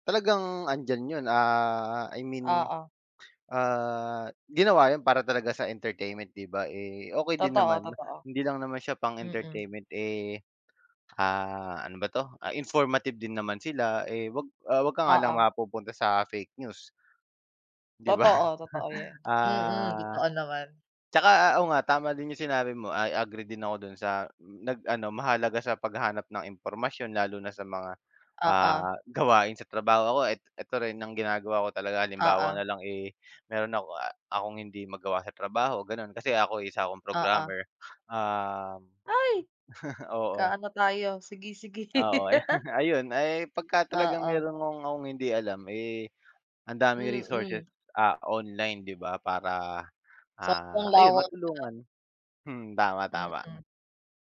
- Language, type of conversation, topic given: Filipino, unstructured, Paano mo ginagamit ang teknolohiya sa pang-araw-araw?
- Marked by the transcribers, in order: in English: "I mean"; other background noise; in English: "entertainment"; tapping; chuckle; in English: "I agree"; in English: "programmer"; chuckle; laugh; in English: "resources"